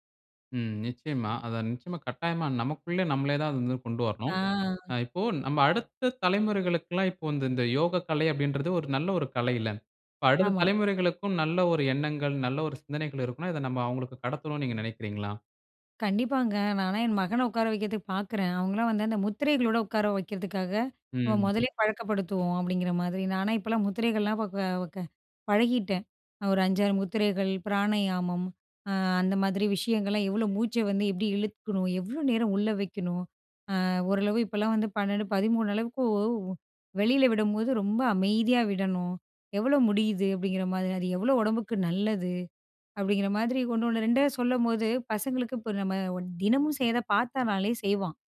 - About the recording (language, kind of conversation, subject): Tamil, podcast, தியானத்தின் போது வரும் எதிர்மறை எண்ணங்களை நீங்கள் எப்படிக் கையாள்கிறீர்கள்?
- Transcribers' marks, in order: drawn out: "ஆ"